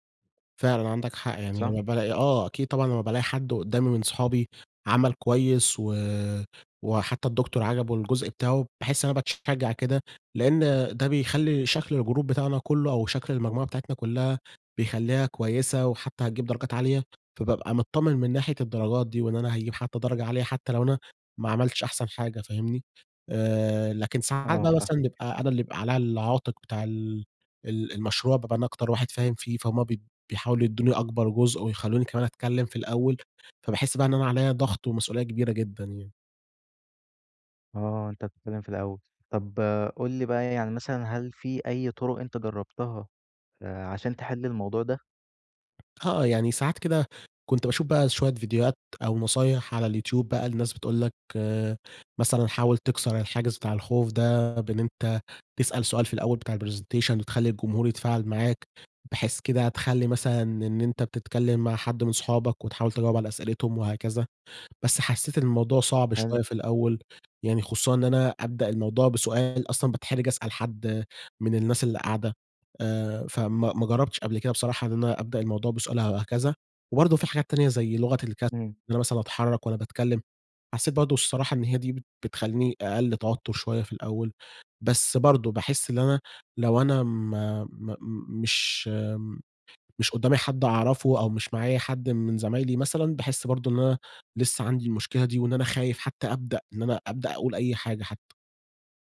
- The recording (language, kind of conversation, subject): Arabic, advice, إزاي أتغلب على الخوف من الكلام قدام الناس في اجتماع أو قدام جمهور؟
- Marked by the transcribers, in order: background speech; in English: "الجروب"; other background noise; tapping; in English: "الpresentation"